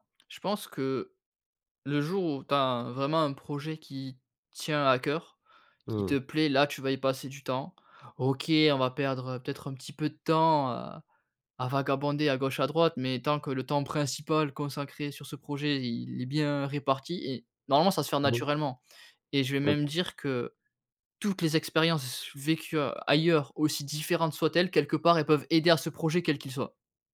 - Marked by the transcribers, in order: tapping
- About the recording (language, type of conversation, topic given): French, podcast, Comment cultives-tu ta curiosité au quotidien ?